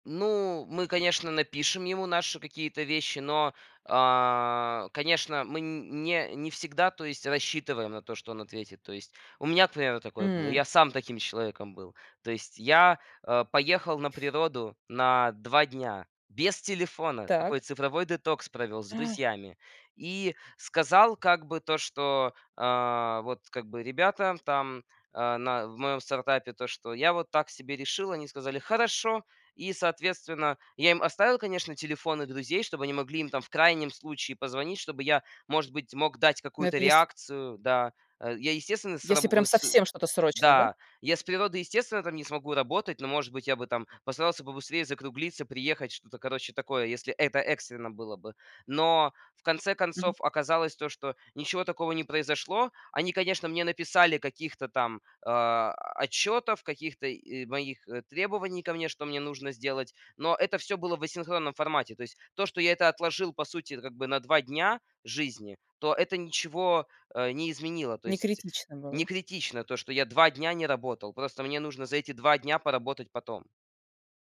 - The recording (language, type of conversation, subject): Russian, podcast, Как в вашей компании поддерживают баланс между работой и личной жизнью?
- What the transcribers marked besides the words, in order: none